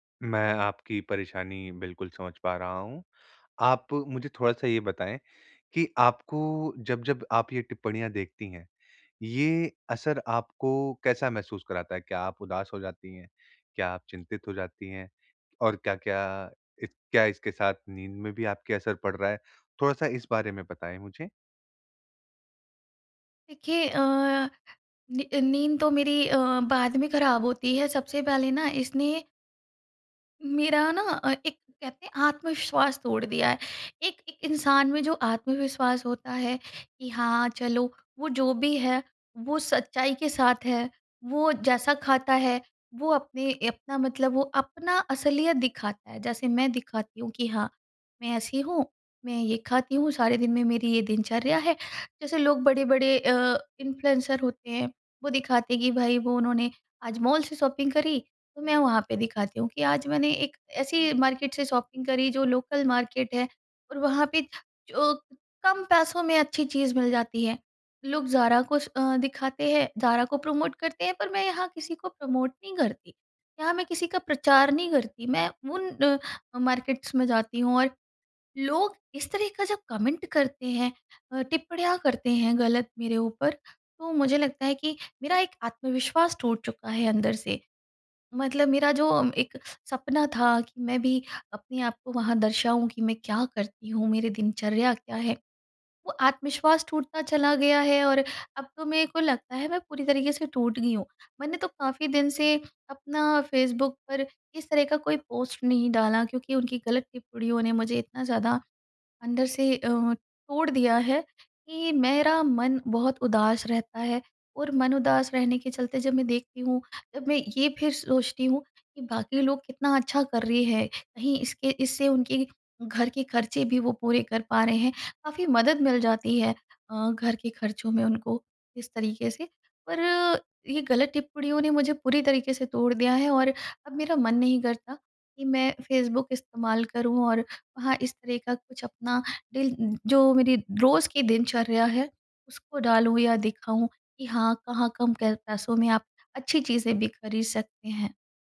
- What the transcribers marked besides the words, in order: in English: "इन्फ्लुएंसर"; in English: "शॉपिंग"; in English: "मार्केट"; in English: "शॉपिंग"; in English: "मार्केट"; in English: "प्रमोट"; in English: "प्रमोट"; in English: "मार्केट्स"; in English: "कमेंट"
- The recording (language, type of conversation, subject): Hindi, advice, सोशल मीडिया पर अनजान लोगों की नकारात्मक टिप्पणियों से मैं परेशान क्यों हो जाता/जाती हूँ?